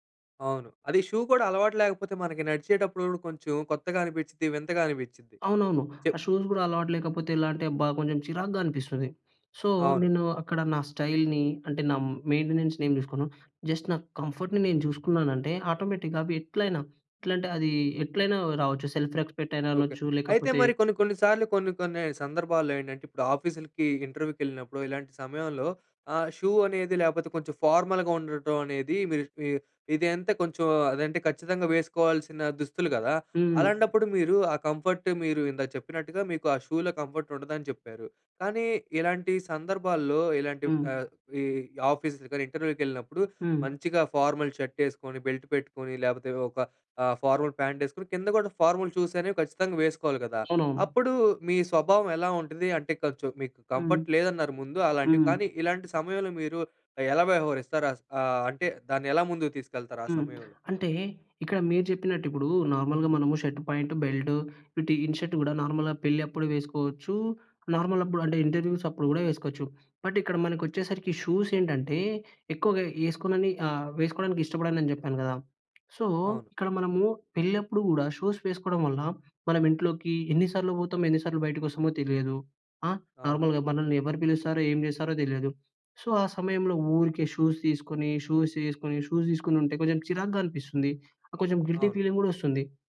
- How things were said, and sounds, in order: in English: "షూ"; in English: "షూస్"; in English: "సో"; in English: "స్టైల్‌ని"; in English: "మెయింటెనెన్స్‌ని"; in English: "జస్ట్"; in English: "కంఫర్ట్‌ని"; in English: "ఆటోమేటిక్‌గా"; in English: "సెల్ఫ్ రెస్పెక్ట్"; in English: "ఇంటర్వ్యూకి"; in English: "షూ"; in English: "ఫార్మల్‌గా"; in English: "కంఫర్ట్"; in English: "షూలో కంఫర్ట్"; in English: "ఆఫీస్, ఇంటర్వ్యూకి"; in English: "ఫార్మల్ షర్ట్"; in English: "ఫార్మల్ ప్యాంట్"; in English: "ఫార్మల్ షూస్"; in English: "కంఫర్ట్"; in English: "నార్మల్‍గా"; in English: "ఇన్ షర్ట్"; in English: "నార్మల్‍గా"; in English: "నార్మల్"; in English: "ఇంటర్వ్యూస్"; in English: "బట్"; in English: "షూస్"; in English: "సో"; in English: "షూస్"; in English: "నార్మల్‌గా"; in English: "సో"; in English: "షూస్"; in English: "షూస్"; in English: "షూస్"; in English: "గిల్టీ ఫీలింగ్"
- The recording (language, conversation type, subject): Telugu, podcast, మీ దుస్తులు మీ గురించి ఏమి చెబుతాయనుకుంటారు?